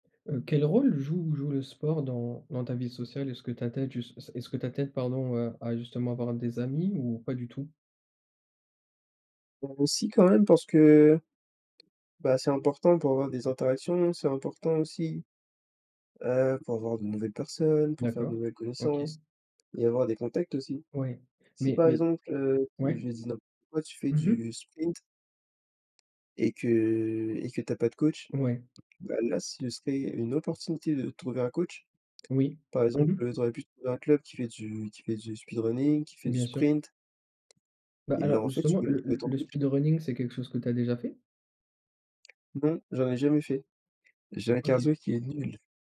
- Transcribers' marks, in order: tapping; in English: "speed running"; in English: "speedrunning"
- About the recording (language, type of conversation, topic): French, unstructured, Quel rôle joue le sport dans ta vie sociale ?